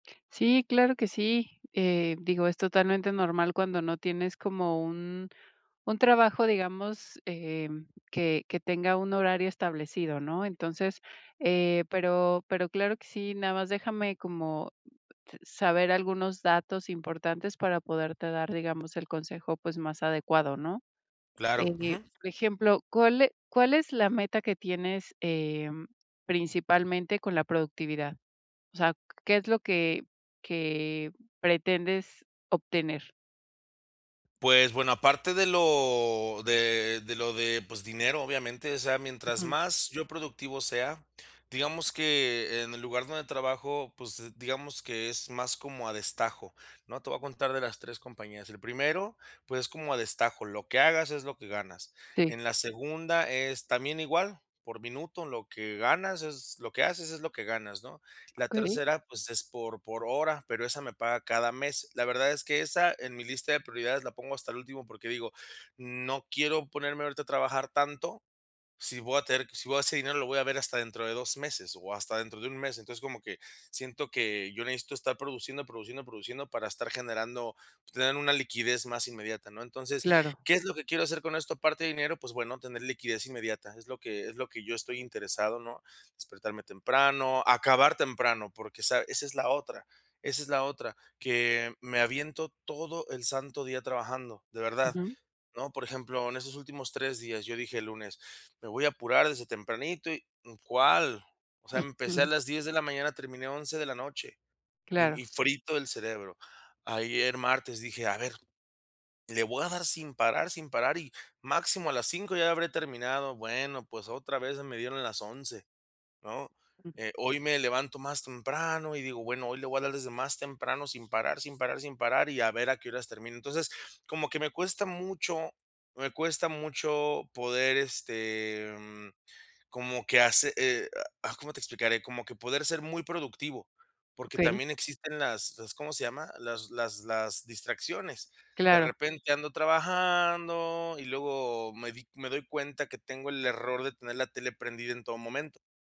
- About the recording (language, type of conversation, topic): Spanish, advice, ¿Cómo puedo establecer una rutina y hábitos que me hagan más productivo?
- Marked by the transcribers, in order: tapping